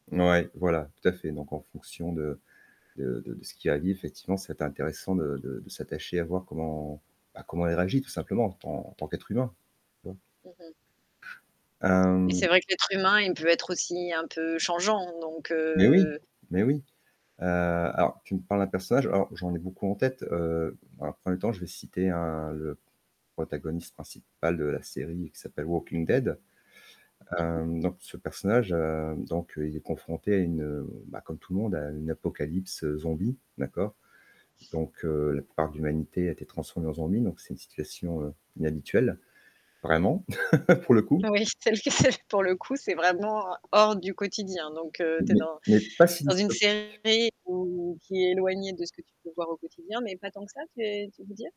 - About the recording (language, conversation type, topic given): French, podcast, Qu’est-ce qui rend un personnage vraiment attachant, selon toi ?
- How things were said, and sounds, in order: static; distorted speech; tapping; other noise; chuckle; laughing while speaking: "c'est le que c'est"